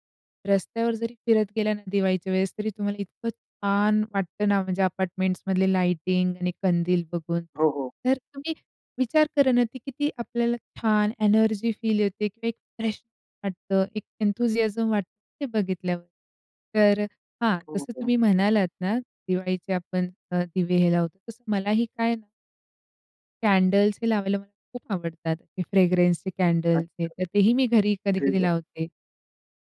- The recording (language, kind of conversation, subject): Marathi, podcast, घरात प्रकाश कसा असावा असं तुला वाटतं?
- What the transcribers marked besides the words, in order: in English: "अपार्टमेंट्समधले लाइटिंग"; in English: "एनर्जी फील"; in English: "फ्रेश"; in English: "एंथुसियाझम"; other background noise; in English: "कॅन्डल्स"; in English: "फ्रेग्रन्सचे कॅन्डल्स"